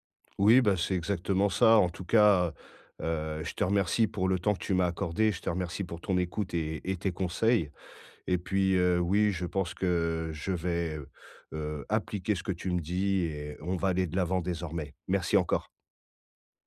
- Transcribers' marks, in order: tapping
- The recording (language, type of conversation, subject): French, advice, Pourquoi est-ce que je n’arrive pas à me détendre chez moi, même avec un film ou de la musique ?